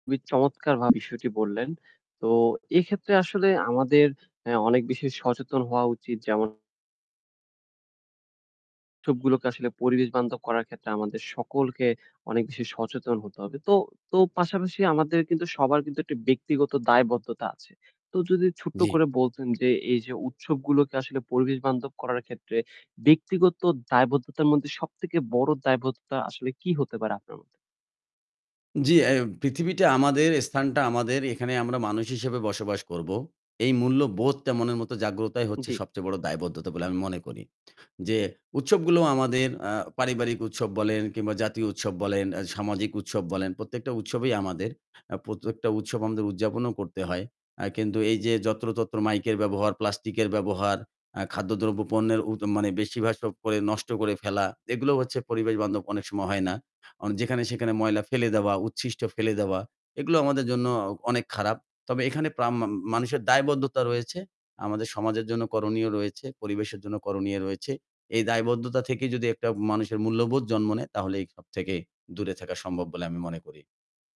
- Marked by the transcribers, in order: static; distorted speech; "বেশিরভাগ" said as "বেশিভাসো"
- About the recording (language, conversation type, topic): Bengali, podcast, আপনি উৎসবগুলোকে কীভাবে পরিবেশবান্ধব করার উপায় বোঝাবেন?